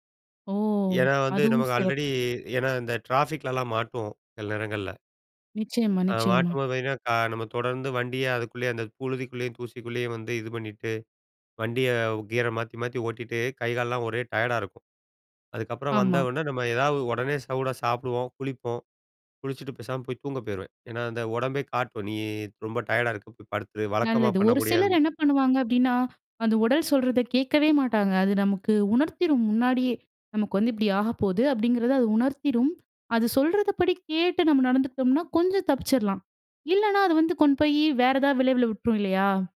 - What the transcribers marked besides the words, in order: in English: "ஆல்ரெடி"; other noise; in English: "டயர்டா"; "சூடா" said as "சவுடா"; in English: "டயர்டா"
- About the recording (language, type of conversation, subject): Tamil, podcast, உடல் உங்களுக்கு ஓய்வு சொல்லும்போது நீங்கள் அதை எப்படி கேட்கிறீர்கள்?